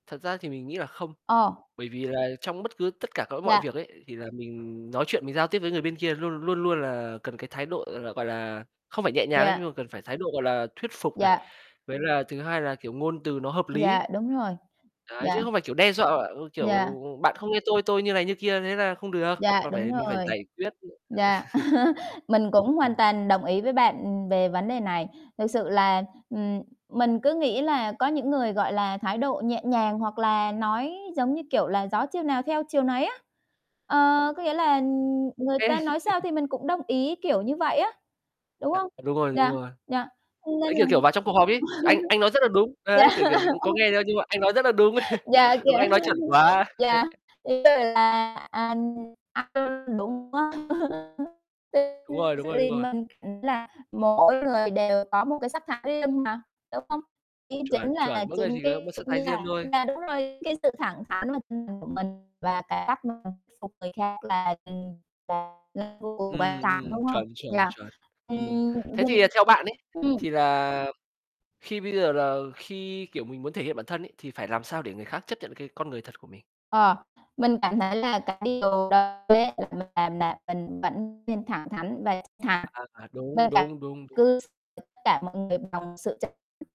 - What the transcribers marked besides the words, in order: tapping; other background noise; static; laugh; other noise; chuckle; laughing while speaking: "Kê"; chuckle; distorted speech; laugh; laughing while speaking: "yeah"; laughing while speaking: "Yeah, kiểu"; laugh; chuckle; unintelligible speech; unintelligible speech; in English: "style"; unintelligible speech; unintelligible speech; unintelligible speech; unintelligible speech; unintelligible speech
- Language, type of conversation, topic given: Vietnamese, unstructured, Làm sao bạn có thể thuyết phục ai đó chấp nhận con người thật của bạn?
- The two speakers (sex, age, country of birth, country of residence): female, 30-34, Vietnam, Vietnam; male, 20-24, Vietnam, Vietnam